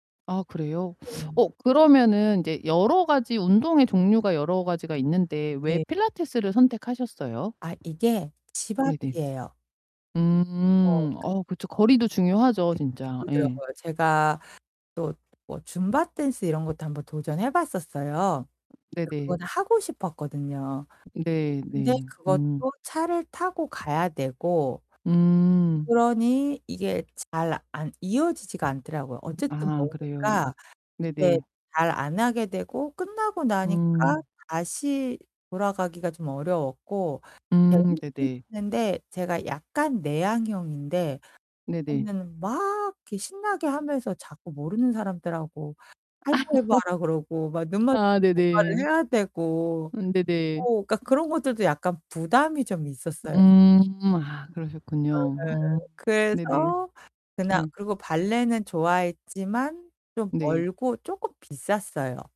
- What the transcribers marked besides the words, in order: teeth sucking; distorted speech; other background noise; laughing while speaking: "아"; laugh
- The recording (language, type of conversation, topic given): Korean, advice, 운동 동기 부족으로 꾸준히 운동을 못하는 상황을 어떻게 해결할 수 있을까요?